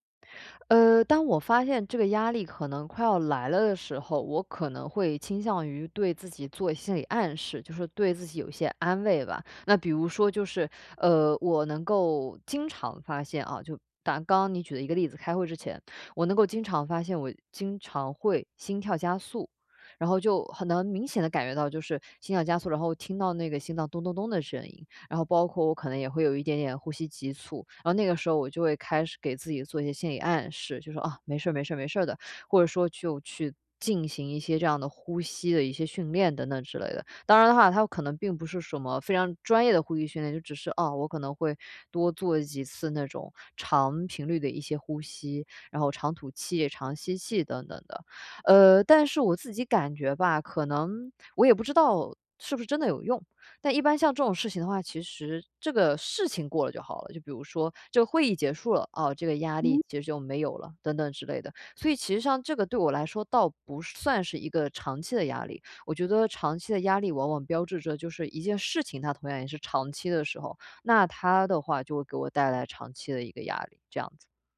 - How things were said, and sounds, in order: inhale
- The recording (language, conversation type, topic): Chinese, podcast, 如何应对长期压力？